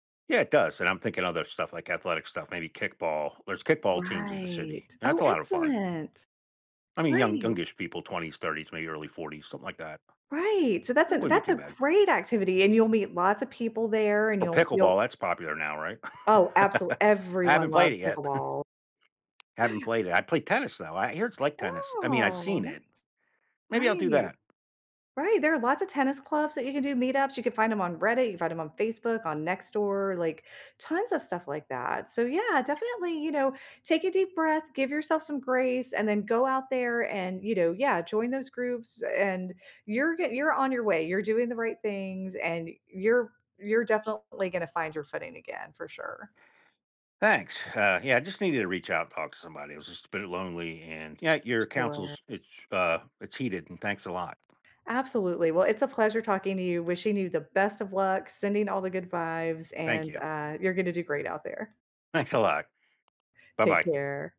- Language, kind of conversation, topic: English, advice, How can I cope with loneliness after a breakup?
- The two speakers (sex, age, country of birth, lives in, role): female, 50-54, United States, United States, advisor; male, 55-59, United States, United States, user
- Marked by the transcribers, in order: other background noise; drawn out: "Right"; tapping; chuckle; other noise; drawn out: "Oh"